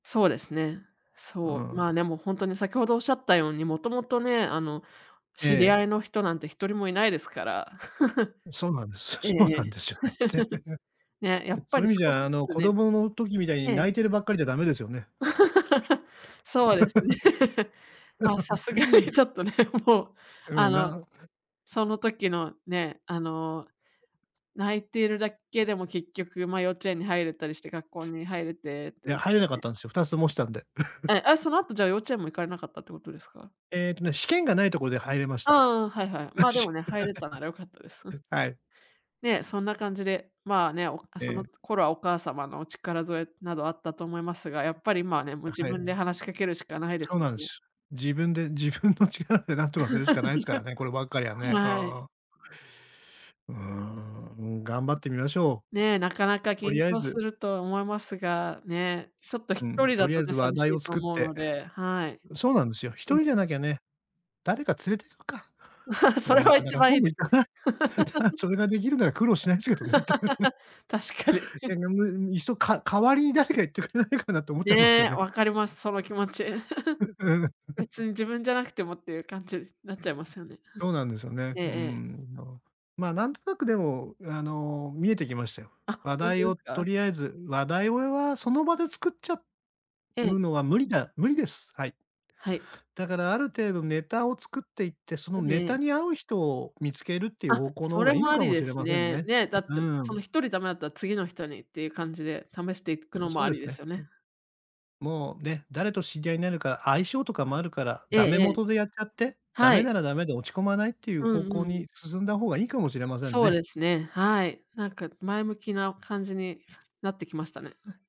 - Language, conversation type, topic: Japanese, advice, パーティーで緊張して孤立してしまうとき、どうすればいいですか？
- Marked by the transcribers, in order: laugh; laugh; laughing while speaking: "そうですね。ま、さすがに、ちょっと、ね、もう"; laugh; other noise; laugh; laughing while speaking: "なし"; laugh; laughing while speaking: "自分の力で"; laugh; laugh; laughing while speaking: "そうもいかない。だから … ですけどねって"; laugh; unintelligible speech; laughing while speaking: "誰か行ってくれないかなって思っちゃいますよね"; laugh; laughing while speaking: "う、うん"; laugh